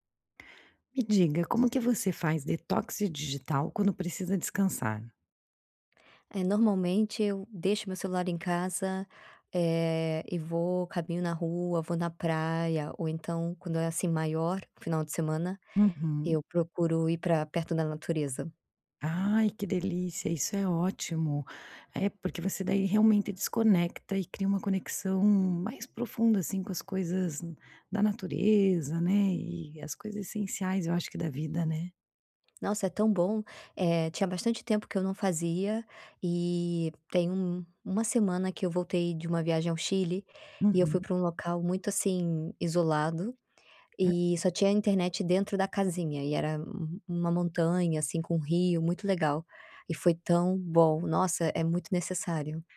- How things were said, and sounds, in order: other background noise; tapping
- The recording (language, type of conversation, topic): Portuguese, podcast, Como você faz detox digital quando precisa descansar?